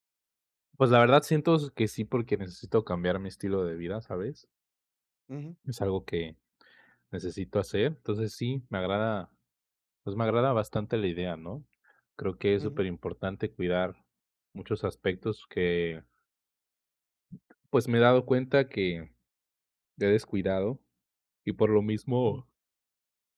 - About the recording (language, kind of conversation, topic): Spanish, advice, ¿Cómo puedo saber si estoy entrenando demasiado y si estoy demasiado cansado?
- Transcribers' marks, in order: tapping